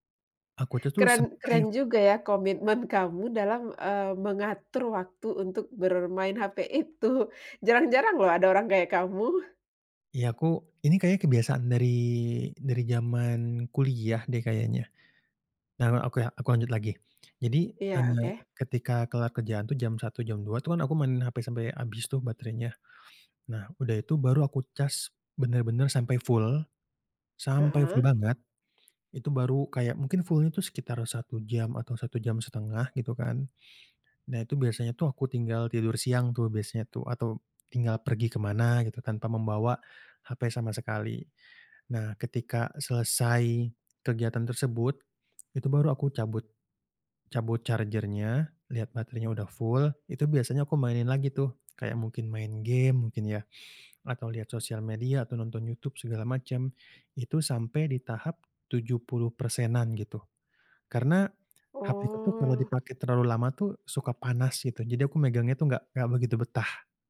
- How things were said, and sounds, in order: other background noise; in English: "charger-nya"
- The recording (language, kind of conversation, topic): Indonesian, podcast, Bagaimana kebiasaanmu menggunakan ponsel pintar sehari-hari?